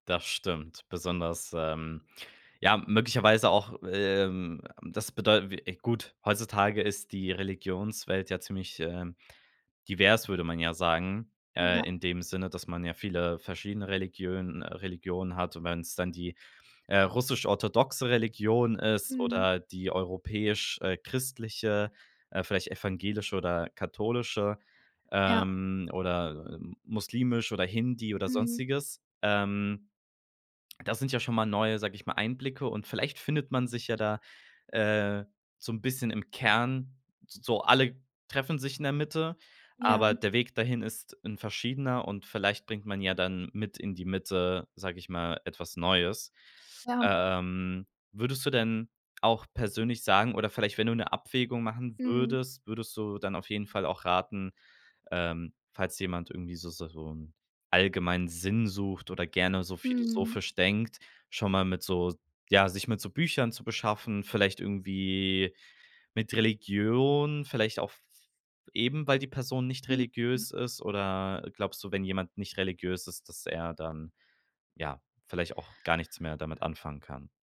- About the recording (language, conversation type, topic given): German, podcast, Was würdest du einem Freund raten, der nach Sinn im Leben sucht?
- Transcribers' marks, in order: none